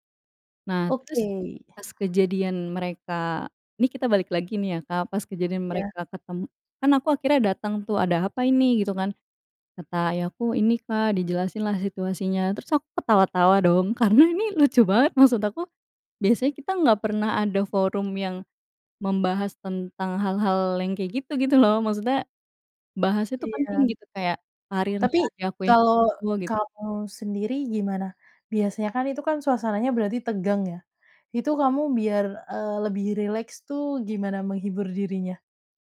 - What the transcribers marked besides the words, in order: tapping; other animal sound; laughing while speaking: "lo"; other background noise; unintelligible speech
- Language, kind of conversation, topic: Indonesian, podcast, Bagaimana kalian biasanya menyelesaikan konflik dalam keluarga?